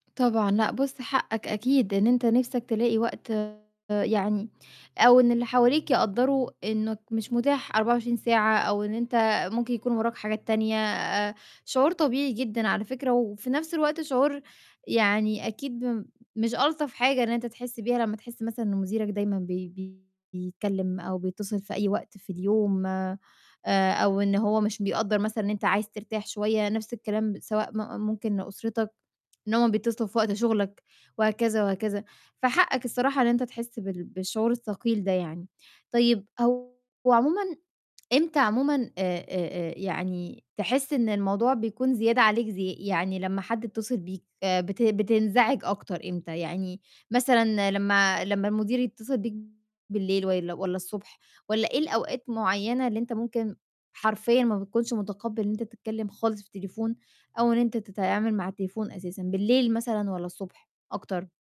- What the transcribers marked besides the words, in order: distorted speech
- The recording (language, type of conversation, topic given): Arabic, advice, إزاي أقدر أظبط حدود التواصل بالمكالمات والرسائل عشان مايبقاش مُزعج؟